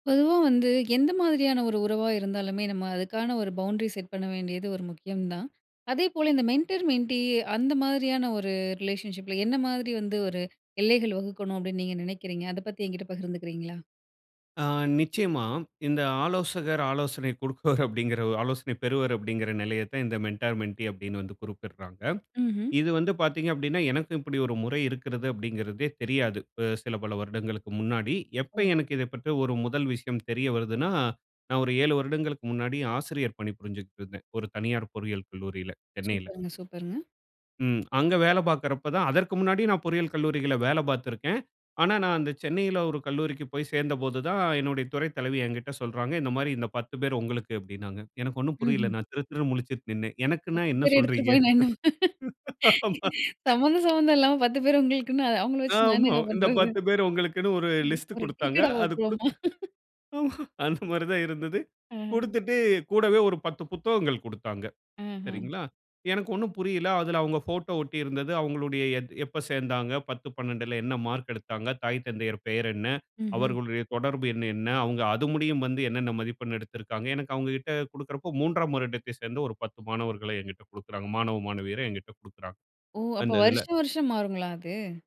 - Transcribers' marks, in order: in English: "பவுண்டரி"; in English: "மென்டர், மென்டி"; in English: "ரிலேஷன்ஷிப்பில"; laughing while speaking: "குடுக்குவர்"; "கொடுப்பவர்" said as "குடுக்குவர்"; in English: "மென்டார், மென்ட்டி"; "பற்றிய" said as "பற்ற"; laughing while speaking: "நான் என்ன சம்மந்தம் சம்மந்தம் இல்லாம … நான் என்னங்க பண்ணுறது?"; laugh; laughing while speaking: "ஆமா"; laughing while speaking: "ஆமா, இந்த பத்து பேர் உங்களுக்குன்னு … தான் இருந்தது. குடுத்துட்டு"; unintelligible speech; "போட்டுருவோமா" said as "ஓட்டுறோமா"; laugh
- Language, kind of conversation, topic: Tamil, podcast, மெண்டர்-மென்டீ உறவுக்கு எல்லைகள் வகுக்கவேண்டுமா?